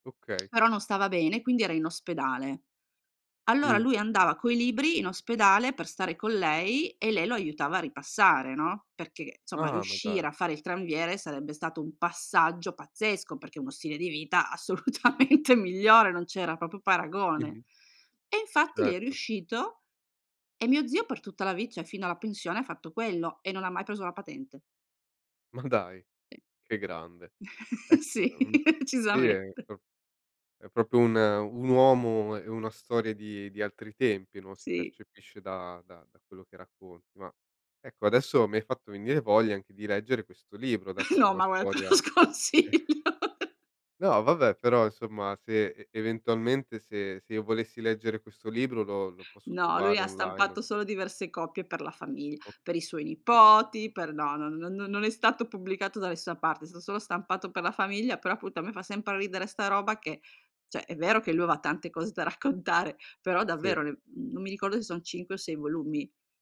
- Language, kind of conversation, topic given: Italian, podcast, Come si tramandano nella tua famiglia i ricordi della migrazione?
- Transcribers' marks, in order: tongue click; "insomma" said as "somma"; laughing while speaking: "assolutamente"; "proprio" said as "propo"; laughing while speaking: "Ma"; other background noise; giggle; laughing while speaking: "Sì, decisamente"; "proprio" said as "propio"; laugh; laughing while speaking: "No"; "guarda" said as "guara"; laughing while speaking: "lo sconsiglio"; laugh; "nessuna" said as "nessua"; "cioè" said as "ceh"; "aveva" said as "ava"